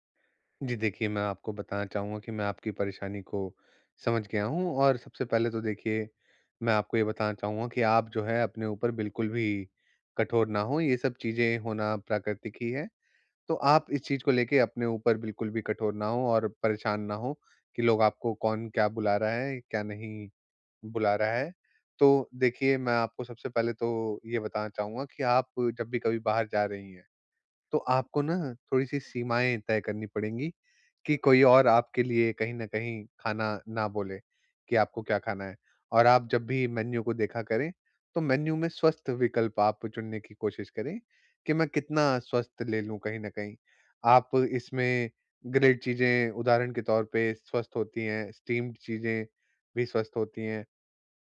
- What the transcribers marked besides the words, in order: in English: "मेन्यू"; in English: "मेन्यू"; in English: "ग्रिल्ड"; in English: "स्टीम्ड"
- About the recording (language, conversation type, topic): Hindi, advice, मैं सामाजिक आयोजनों में स्वस्थ और संतुलित भोजन विकल्प कैसे चुनूँ?